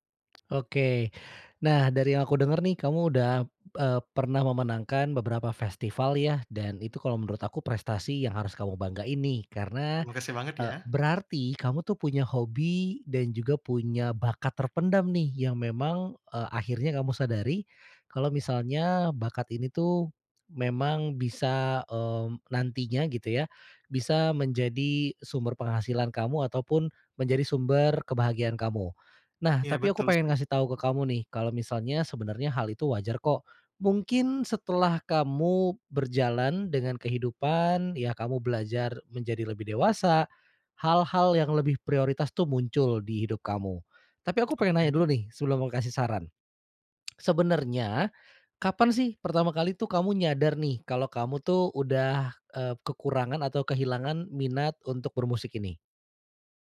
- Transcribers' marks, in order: other background noise; tsk
- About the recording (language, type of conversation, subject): Indonesian, advice, Kapan kamu menyadari gairah terhadap hobi kreatifmu tiba-tiba hilang?